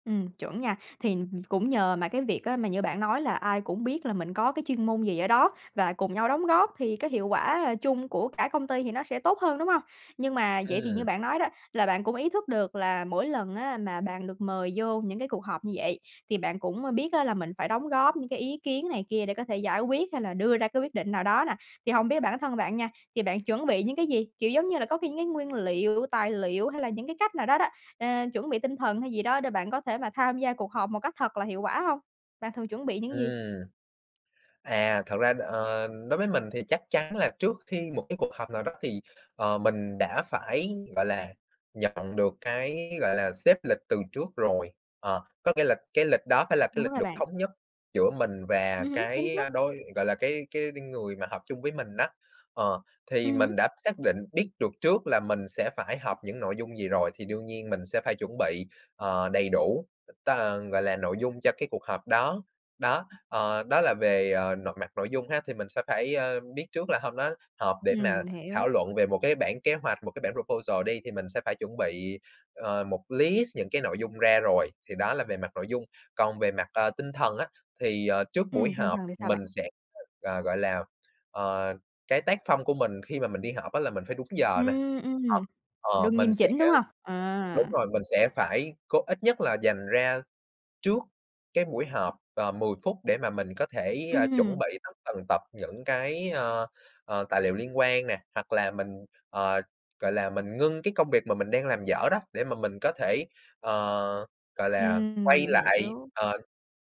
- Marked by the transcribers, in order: tapping; other background noise; in English: "proposal"; in English: "list"
- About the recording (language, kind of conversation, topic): Vietnamese, podcast, Làm thế nào để cuộc họp không bị lãng phí thời gian?
- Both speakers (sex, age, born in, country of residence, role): female, 20-24, Vietnam, United States, host; male, 20-24, Vietnam, Vietnam, guest